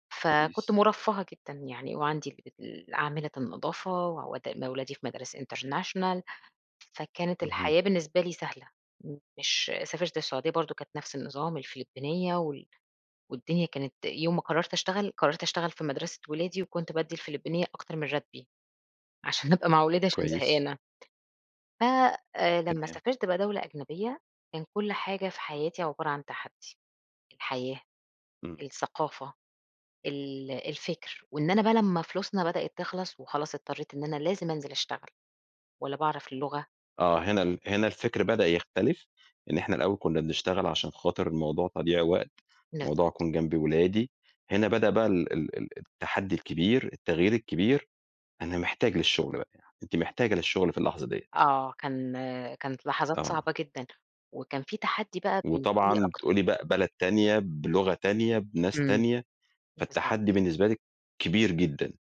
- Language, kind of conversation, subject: Arabic, podcast, احكيلي عن أول نجاح مهم خلّاك/خلّاكي تحس/تحسّي بالفخر؟
- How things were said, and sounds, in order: in English: "international"; unintelligible speech; unintelligible speech